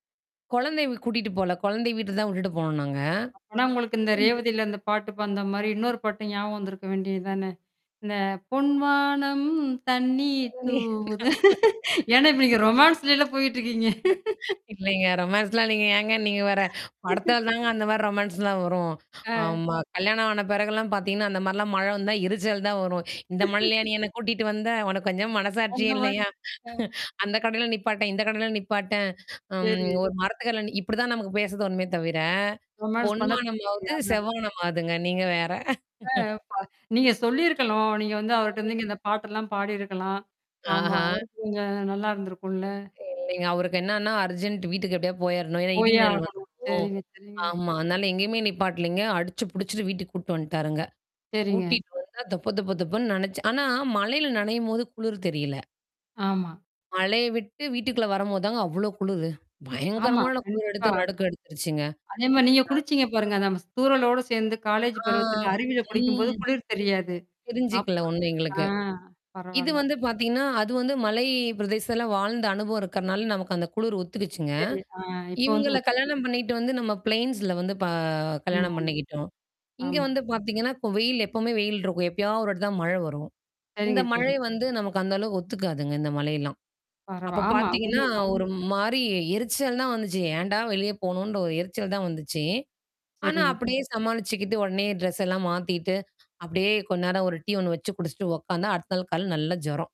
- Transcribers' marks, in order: unintelligible speech; laugh; in English: "ரொமான்ஸ்லாம்"; laugh; in English: "ரொமான்ஸ்லல"; laugh; in English: "ரொமான்ஸ்லாம்"; other noise; laugh; laugh; chuckle; tapping; in English: "ரொமான்ஸ்"; distorted speech; laugh; unintelligible speech; unintelligible speech; in English: "அர்ஜென்ட்"; static; unintelligible speech; in English: "பிளைன்ஸ்ல"; other background noise; in English: "ட்ரெஸ்"; in English: "டீ"
- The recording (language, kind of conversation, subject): Tamil, podcast, மழையில் சில நிமிடங்கள் வெளியில் நின்றால் உங்கள் மனம் எப்படி உணருகிறது?